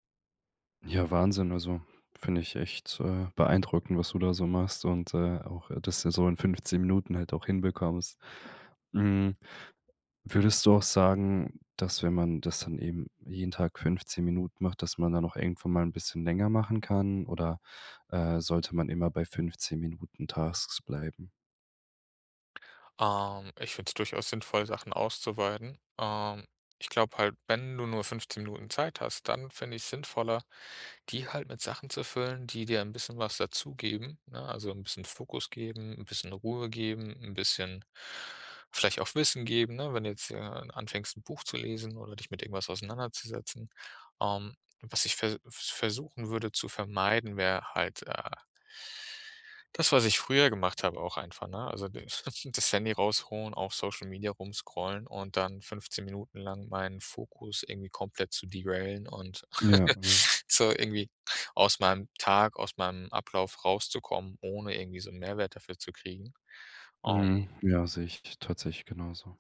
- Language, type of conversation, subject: German, podcast, Wie nutzt du 15-Minuten-Zeitfenster sinnvoll?
- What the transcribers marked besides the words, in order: unintelligible speech; in English: "derailen"; laugh; other background noise